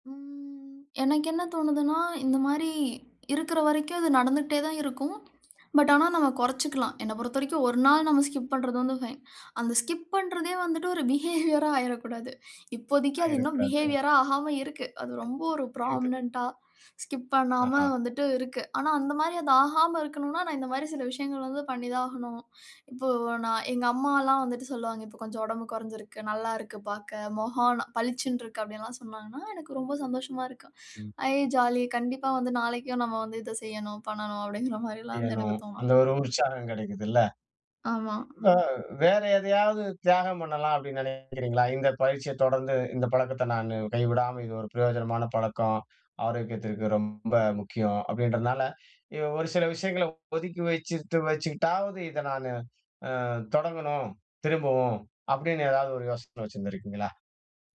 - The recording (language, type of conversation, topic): Tamil, podcast, ஒரு நாள் பயிற்சியைத் தவற விட்டால், மீண்டும் தொடங்க நீங்கள் என்ன செய்யலாம்?
- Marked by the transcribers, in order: in English: "ஸ்கிப்"; in English: "பைன்"; in English: "ஸ்கிப்"; in English: "பிஹேவியரா"; in English: "பிஹேவியரா"; in English: "ஃப்ராமனன்ட்டா ஸ்கிப்"